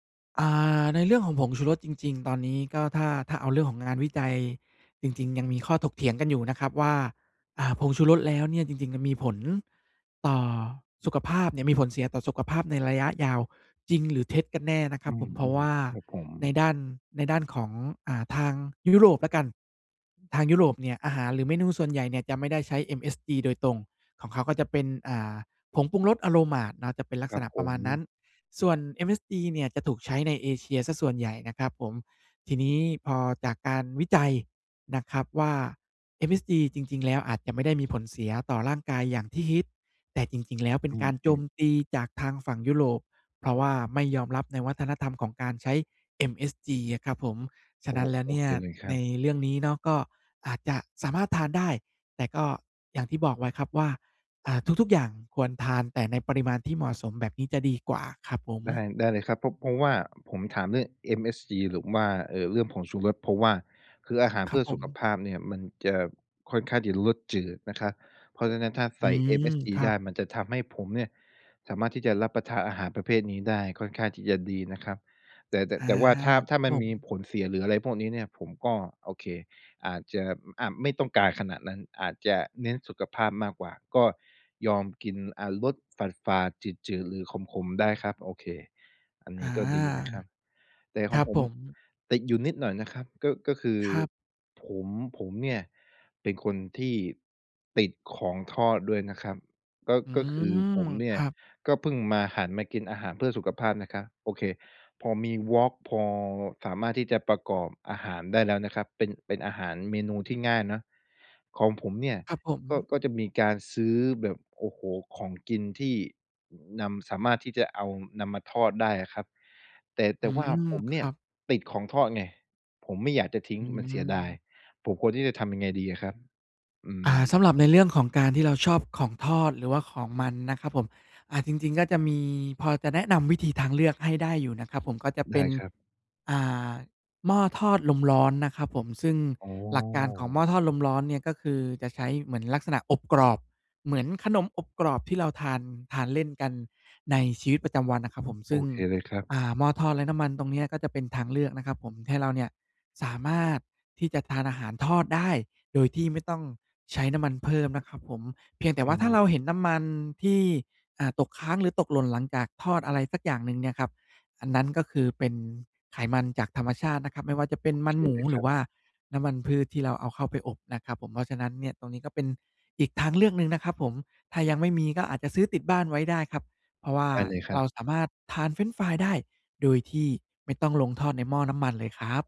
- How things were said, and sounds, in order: tapping
- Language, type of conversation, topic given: Thai, advice, อยากกินอาหารเพื่อสุขภาพแต่มีเวลาจำกัด ควรเตรียมเมนูอะไรและเตรียมอย่างไรดี?